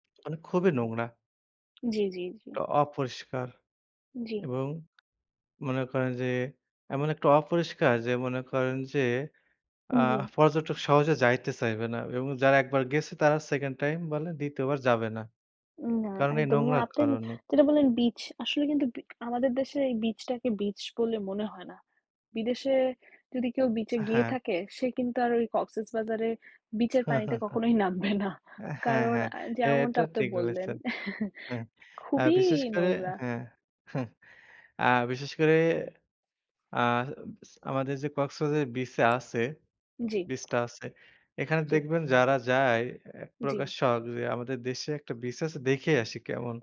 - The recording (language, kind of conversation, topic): Bengali, unstructured, আপনার মতে কোন দেশের ভ্রমণ ব্যবস্থা সবচেয়ে খারাপ?
- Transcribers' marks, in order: horn; "পর্যটক" said as "ফরজটক"; "চাইবে" said as "সাইবে"; unintelligible speech; chuckle; laughing while speaking: "নামবে না"; chuckle; "বিচে" said as "বিসে"; "বিচটা" said as "বিস্টা"; tapping; "বিচ" said as "বিস"